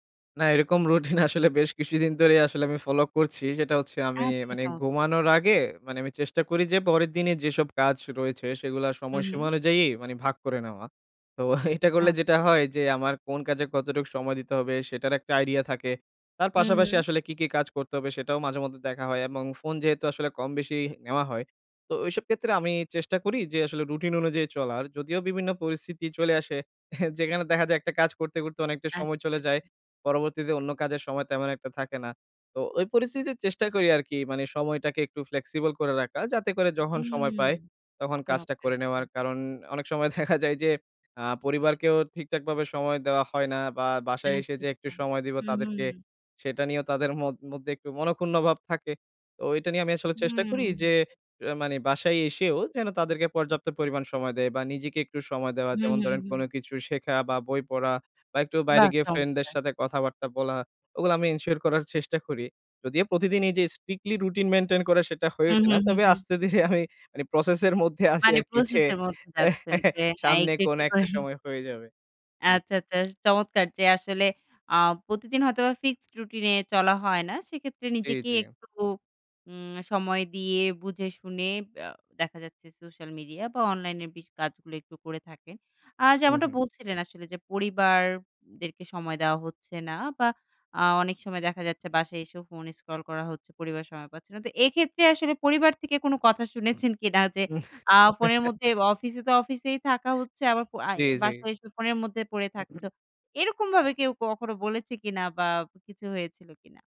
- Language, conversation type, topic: Bengali, podcast, অনলাইন বিভ্রান্তি সামলাতে তুমি কী করো?
- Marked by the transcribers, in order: laughing while speaking: "রুটিন আসলে বেশ কিছুদিন ধরেই আসলে"; laughing while speaking: "তো এটা করলে যেটা হয়"; "আচ্ছা" said as "আচ"; scoff; laughing while speaking: "অনেক সময় দেখা যায় যে"; other noise; in English: "ensure"; in English: "strictly"; laughing while speaking: "আস্তে-ধীরে আমি মানে প্রসেস এর … সময় হয়ে যাবে"; chuckle; laughing while speaking: "কথা শুনেছেন কিনা?"; chuckle; throat clearing